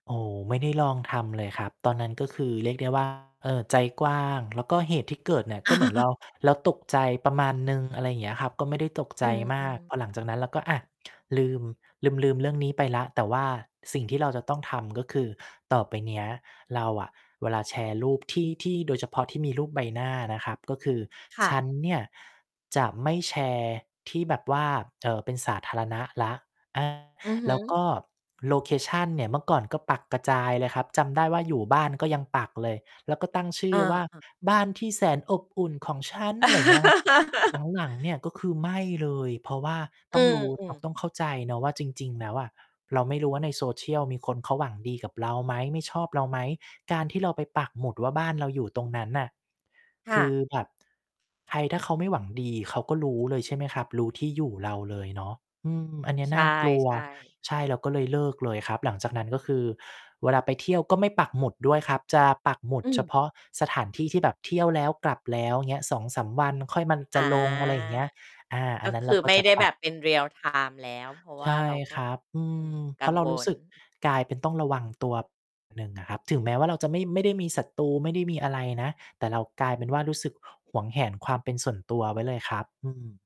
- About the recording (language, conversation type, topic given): Thai, podcast, คุณเลือกแชร์เรื่องส่วนตัวบนโซเชียลมากแค่ไหน?
- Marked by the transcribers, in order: tapping; distorted speech; laugh; other background noise; laugh; mechanical hum; in English: "Real time"